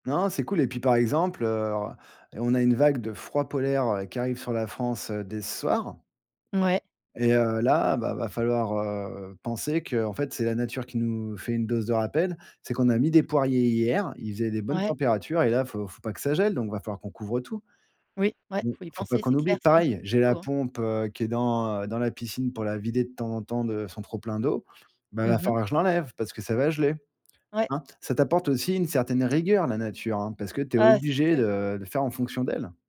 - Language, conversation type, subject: French, podcast, Qu'est-ce que la nature t'apporte au quotidien?
- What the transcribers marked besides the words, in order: other background noise; unintelligible speech; tapping; stressed: "rigueur"